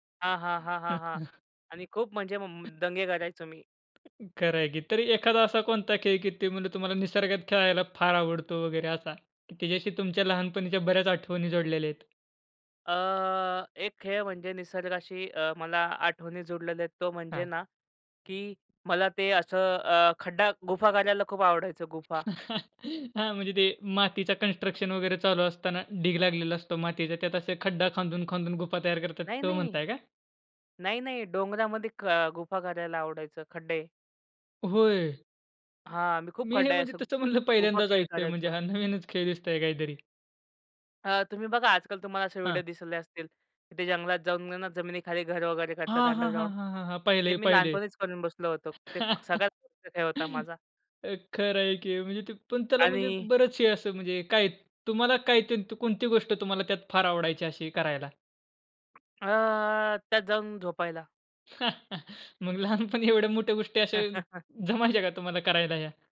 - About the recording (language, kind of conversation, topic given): Marathi, podcast, तुम्ही लहानपणी घराबाहेर निसर्गात कोणते खेळ खेळायचात?
- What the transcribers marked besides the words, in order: tapping; other noise; other background noise; chuckle; laughing while speaking: "म्हणलं पहिल्यांदाच ऐकतोय म्हणजे हा नवीनच खेळ दिसतोय"; in English: "अंडरग्राउंड"; laugh; laughing while speaking: "अ, खंर आहे की"; unintelligible speech; chuckle; laughing while speaking: "मग लहानपणी एवढ्या मोठ्या गोष्टी अशा जमायच्या का तुम्हाला करायला ह्या?"; chuckle